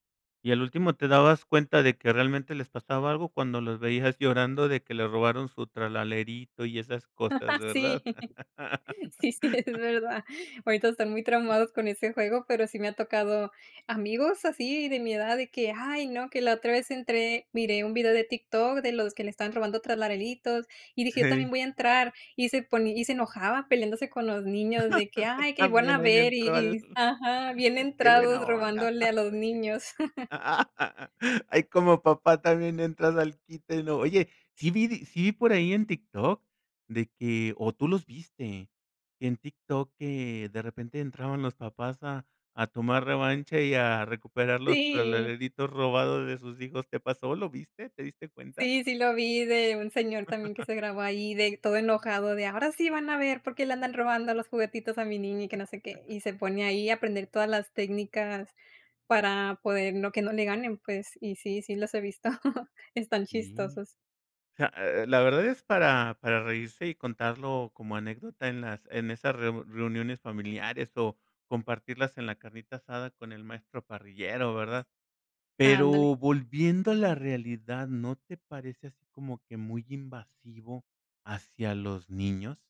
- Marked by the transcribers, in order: laugh; laughing while speaking: "Sí, sí, sí, es verdad"; laugh; laugh; laughing while speaking: "También ahí le entró al"; chuckle; chuckle; laughing while speaking: "Sí"; laugh; laugh; chuckle
- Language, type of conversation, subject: Spanish, podcast, ¿Qué límites pones al compartir información sobre tu familia en redes sociales?